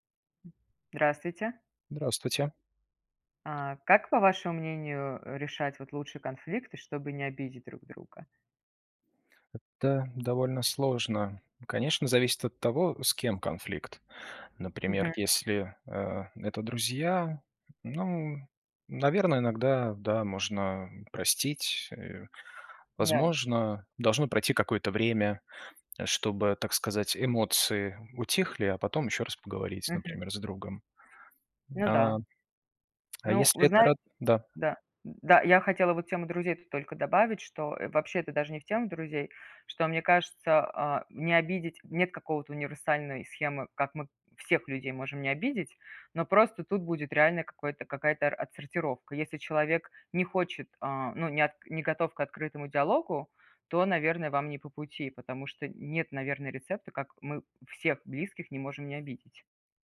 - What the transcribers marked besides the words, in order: other background noise; tapping
- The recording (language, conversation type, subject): Russian, unstructured, Как разрешать конфликты так, чтобы не обидеть друг друга?